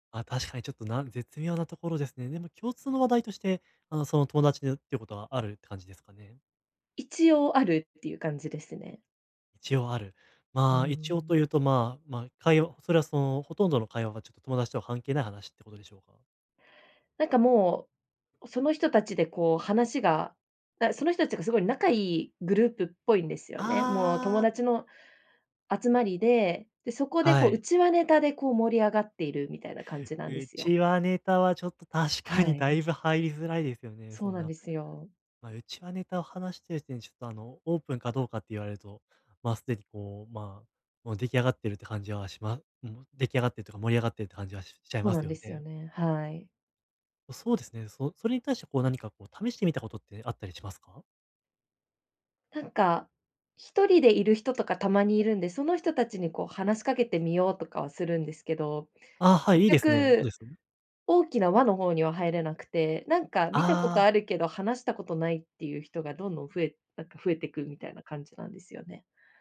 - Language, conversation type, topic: Japanese, advice, グループの集まりで、どうすれば自然に会話に入れますか？
- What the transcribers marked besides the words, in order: joyful: "ああ"; anticipating: "内輪ネタはちょっと確かにだいぶ入りづらいですよね"